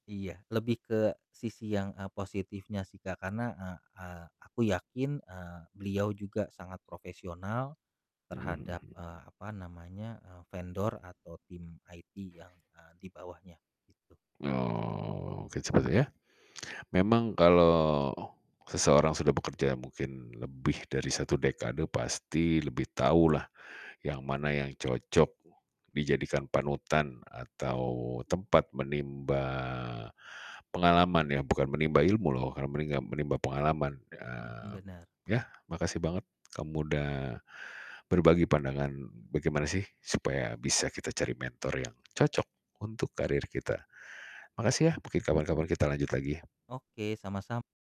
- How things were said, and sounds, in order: in English: "IT"; other background noise; drawn out: "Oh"; tapping
- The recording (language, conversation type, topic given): Indonesian, podcast, Bagaimana kamu mencari mentor yang cocok untuk kariermu?